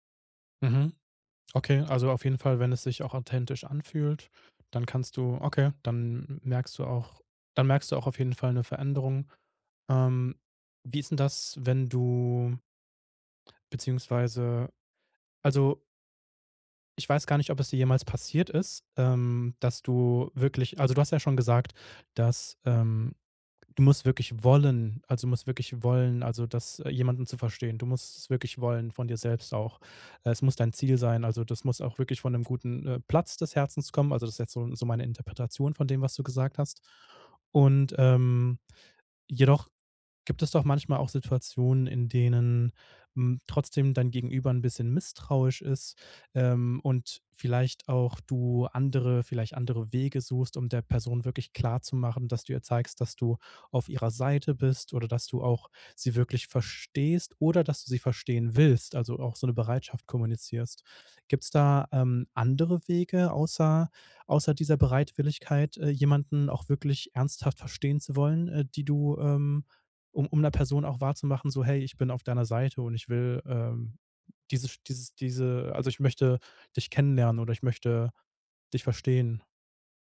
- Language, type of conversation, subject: German, podcast, Wie zeigst du, dass du jemanden wirklich verstanden hast?
- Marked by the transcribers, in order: tapping